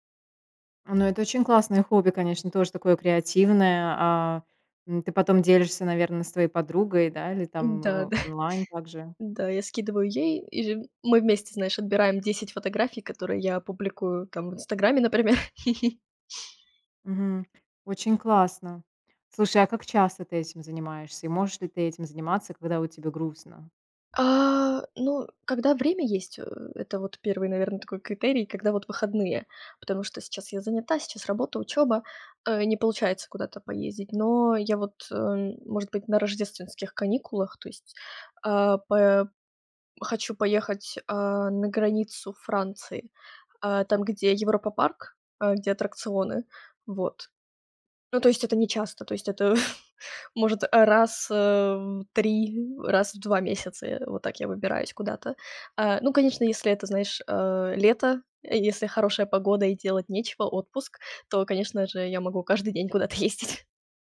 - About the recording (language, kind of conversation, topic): Russian, podcast, Что в обычном дне приносит тебе маленькую радость?
- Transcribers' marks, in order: chuckle; laughing while speaking: "например"; chuckle; chuckle